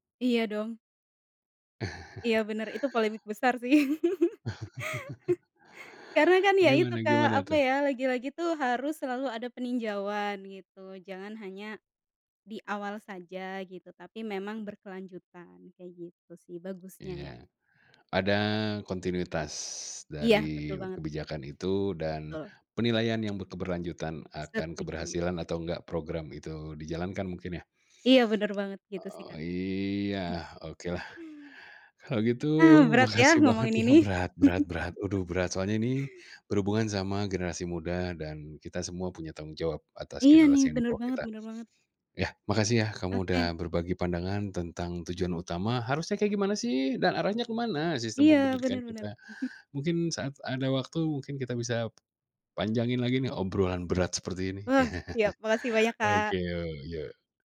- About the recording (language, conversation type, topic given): Indonesian, podcast, Apa menurutmu tujuan utama sistem pendidikan kita seharusnya?
- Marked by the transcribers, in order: chuckle; laugh; laughing while speaking: "makasih banget"; chuckle; chuckle; angry: "harusnya kayak gimana, sih? Dan arahnya ke mana"; "pendidikan" said as "pependidikan"; chuckle; chuckle